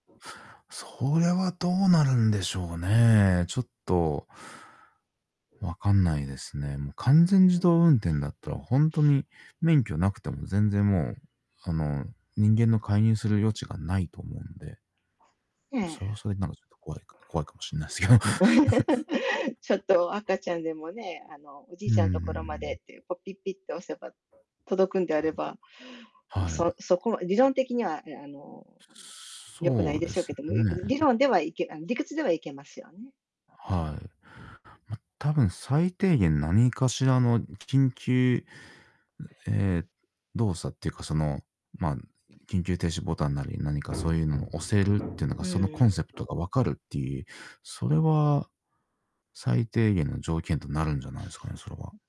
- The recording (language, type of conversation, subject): Japanese, unstructured, 未来の交通はどのように変わっていくと思いますか？
- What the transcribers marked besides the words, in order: tapping; other background noise; laugh; chuckle; static; distorted speech